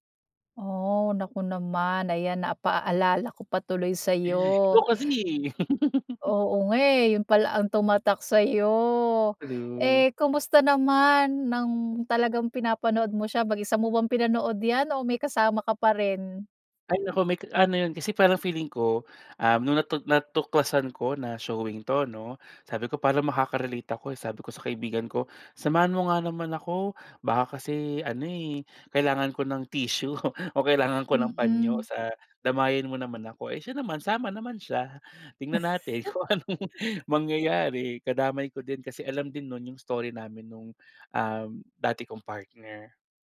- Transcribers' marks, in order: gasp; laugh; chuckle; chuckle; laugh
- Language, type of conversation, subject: Filipino, podcast, Ano ang paborito mong pelikula, at bakit ito tumatak sa’yo?